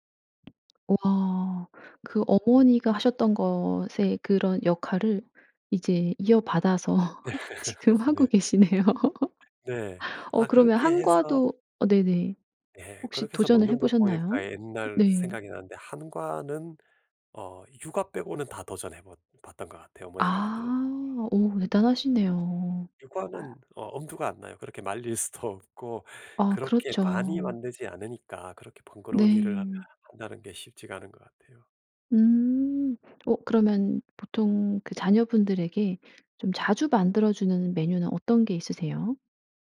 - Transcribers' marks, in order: tapping; laugh; laughing while speaking: "지금 하고 계시네요"; laugh; other background noise
- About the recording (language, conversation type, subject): Korean, podcast, 음식을 통해 어떤 가치를 전달한 경험이 있으신가요?